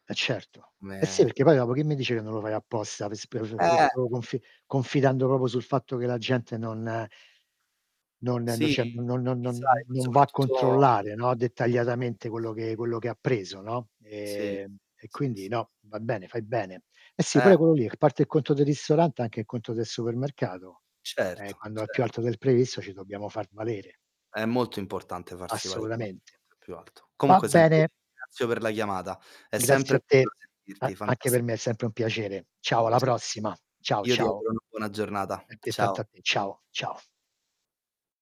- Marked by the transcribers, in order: static; unintelligible speech; "proprio" said as "propo"; distorted speech; unintelligible speech; background speech; unintelligible speech; other background noise; unintelligible speech; unintelligible speech; "Altrettanto" said as "attettato"
- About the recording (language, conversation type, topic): Italian, unstructured, Ti è mai capitato di rimanere sorpreso da un conto più alto del previsto?